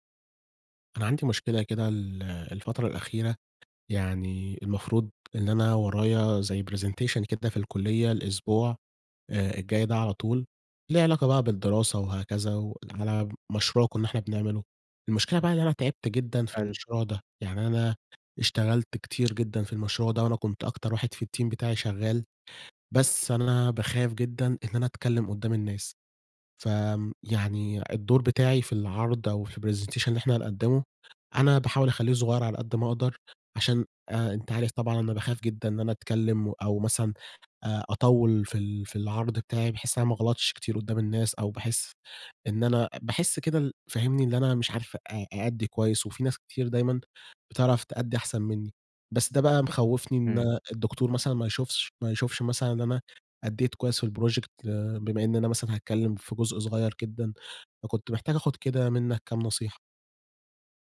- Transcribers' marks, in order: tapping; in English: "presentation"; in English: "الteam"; in English: "الpresentation"; other background noise; in English: "الproject"
- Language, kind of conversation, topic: Arabic, advice, إزاي أتغلب على الخوف من الكلام قدام الناس في اجتماع أو قدام جمهور؟